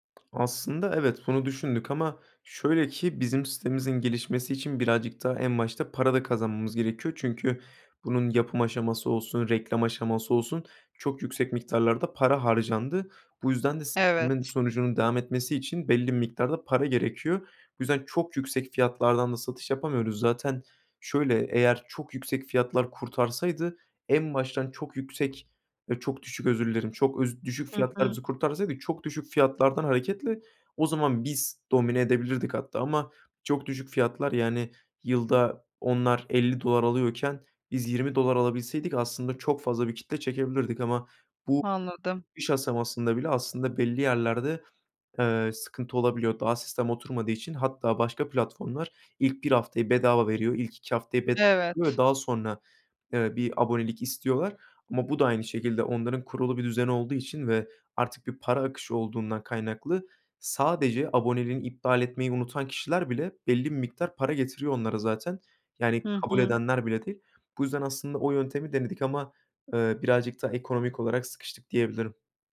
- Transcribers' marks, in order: tapping; other background noise; unintelligible speech; "aşamasında" said as "asamasında"
- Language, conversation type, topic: Turkish, advice, Ürün ya da hizmetim için doğru fiyatı nasıl belirleyebilirim?